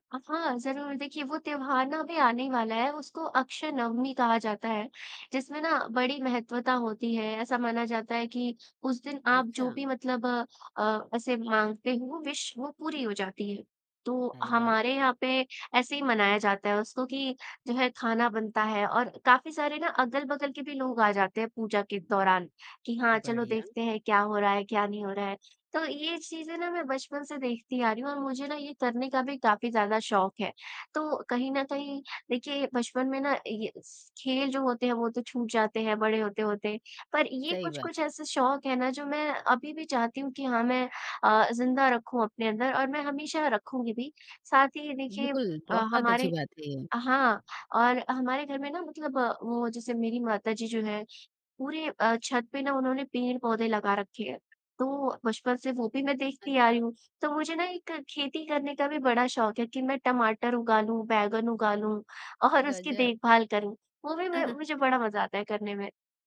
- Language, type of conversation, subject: Hindi, podcast, बचपन का कोई शौक अभी भी ज़िंदा है क्या?
- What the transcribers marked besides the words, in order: in English: "विश"; laughing while speaking: "और"; laugh